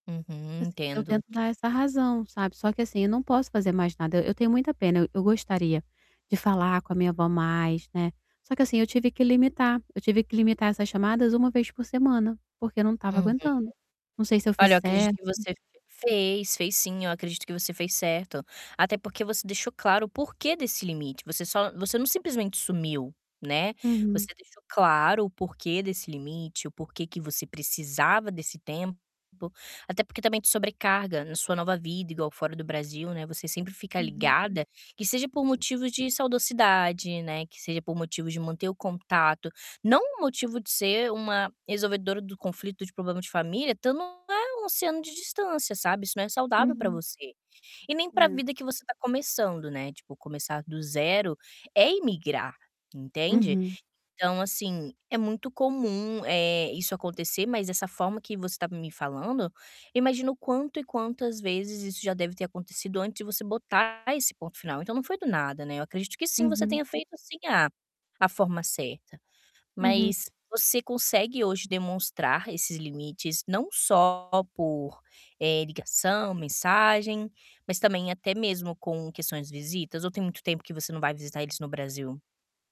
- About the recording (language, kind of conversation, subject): Portuguese, advice, Como posso estabelecer limites saudáveis com parentes sem brigar?
- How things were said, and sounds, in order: static; "saudozidade" said as "saudocidade"; distorted speech; tapping